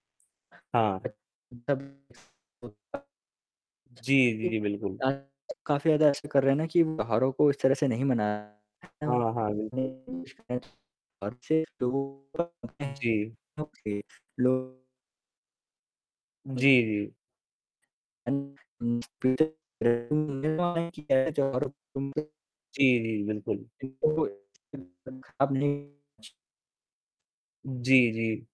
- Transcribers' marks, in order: static; mechanical hum; unintelligible speech; distorted speech; unintelligible speech; unintelligible speech; unintelligible speech; other noise
- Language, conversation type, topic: Hindi, unstructured, आपके अनुसार त्योहारों के दौरान परिवार एक-दूसरे के करीब कैसे आते हैं?